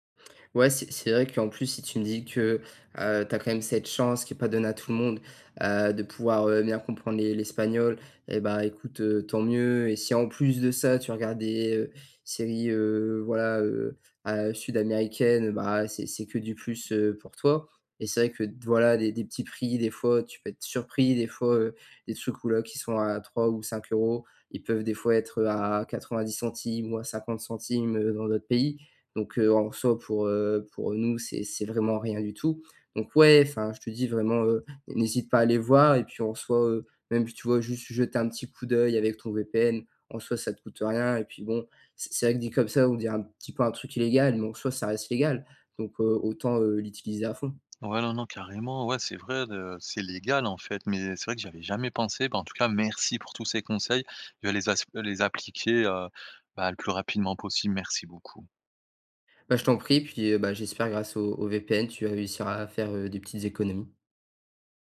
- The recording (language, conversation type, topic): French, advice, Comment peux-tu reprendre le contrôle sur tes abonnements et ces petites dépenses que tu oublies ?
- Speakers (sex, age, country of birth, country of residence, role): male, 18-19, France, France, advisor; male, 30-34, France, France, user
- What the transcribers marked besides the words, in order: tapping